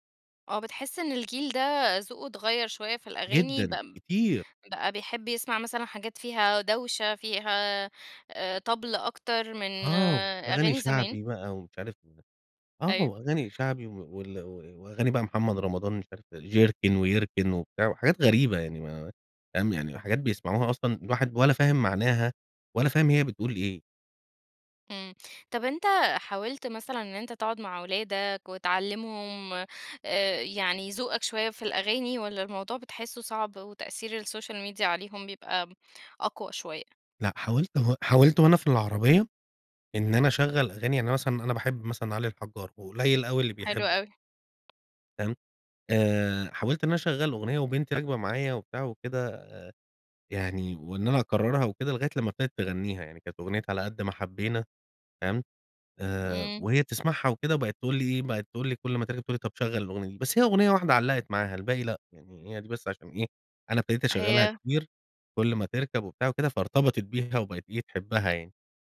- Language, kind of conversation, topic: Arabic, podcast, إيه هي الأغنية اللي بتفكّرك بذكريات المدرسة؟
- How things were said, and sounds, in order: unintelligible speech; in English: "السوشيال ميديا"; tapping